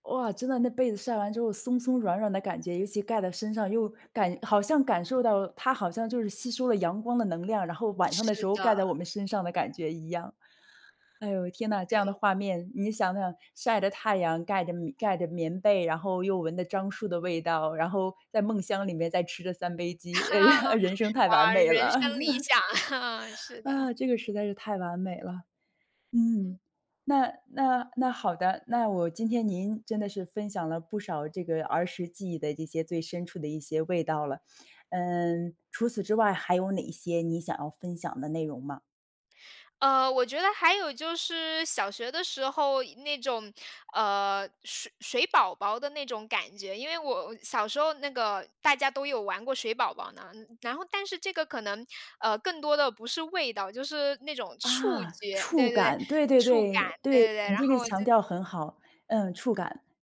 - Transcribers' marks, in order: chuckle; laughing while speaking: "啊"; chuckle
- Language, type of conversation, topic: Chinese, podcast, 你小时候记忆最深的味道是什么？